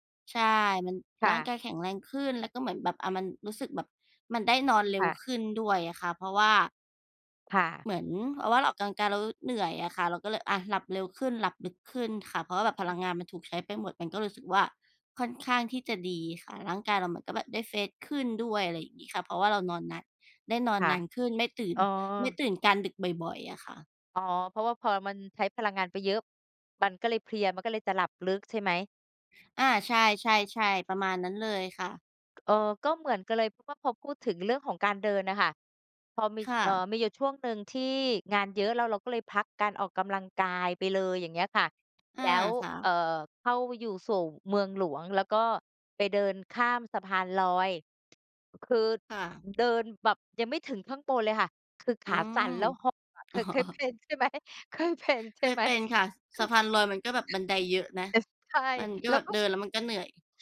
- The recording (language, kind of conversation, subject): Thai, unstructured, คุณคิดว่าการออกกำลังกายช่วยเปลี่ยนชีวิตได้จริงไหม?
- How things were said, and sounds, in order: other noise; in English: "เฟรช"; tapping; chuckle; laughing while speaking: "เคยเป็นใช่ไหม เคยเป็นใช่ไหม ?"; chuckle; other background noise